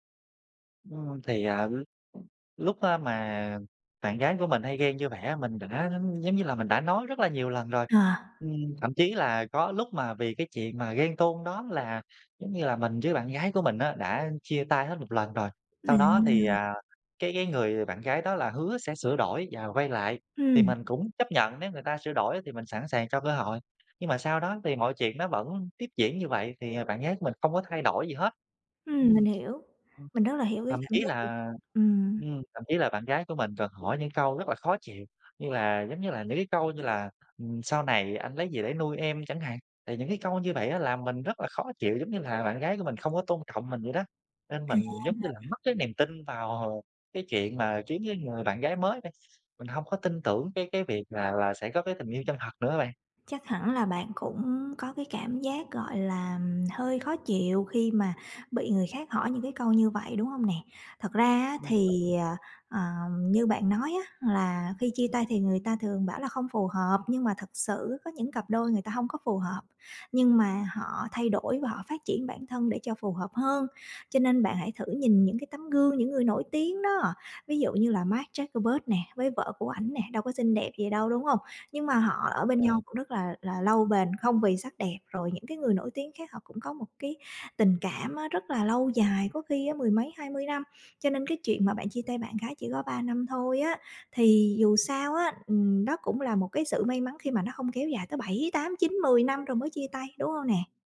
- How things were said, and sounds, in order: tapping; unintelligible speech; other background noise
- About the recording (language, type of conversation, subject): Vietnamese, advice, Bạn đang cố thích nghi với cuộc sống độc thân như thế nào sau khi kết thúc một mối quan hệ lâu dài?